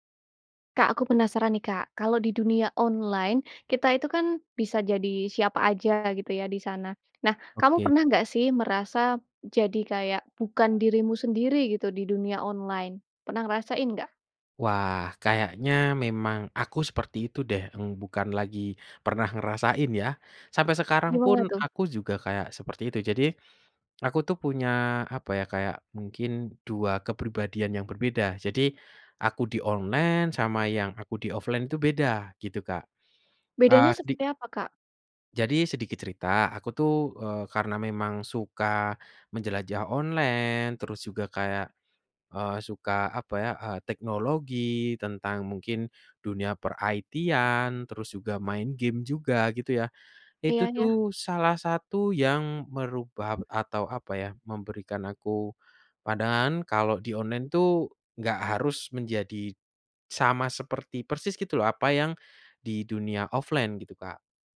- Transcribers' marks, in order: other background noise; in English: "offline"; in English: "per-IT-an"; in English: "offline"
- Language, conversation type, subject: Indonesian, podcast, Pernah nggak kamu merasa seperti bukan dirimu sendiri di dunia online?